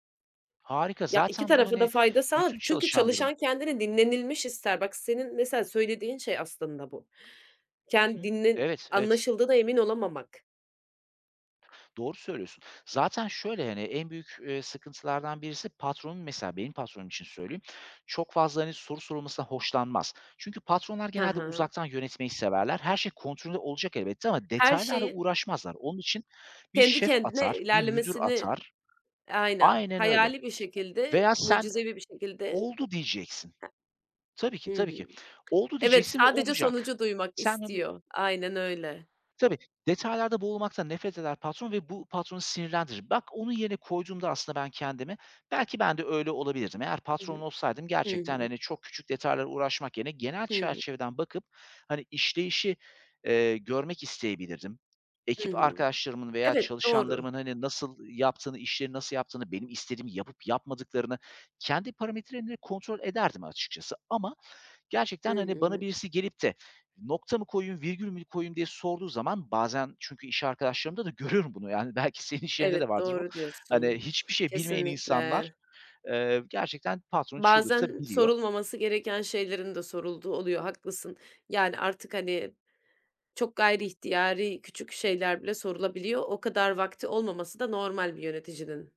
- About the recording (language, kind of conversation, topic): Turkish, unstructured, İş hayatında en çok neyi seviyorsun?
- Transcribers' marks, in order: other background noise; tapping; laughing while speaking: "görüyorum bunu"; laughing while speaking: "vardır"